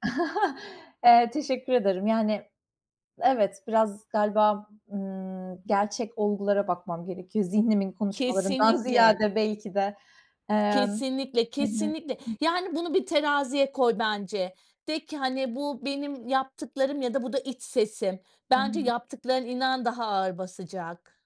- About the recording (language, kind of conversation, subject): Turkish, podcast, Özgüvenini nasıl inşa ettin?
- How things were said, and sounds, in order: chuckle; other background noise; tapping; unintelligible speech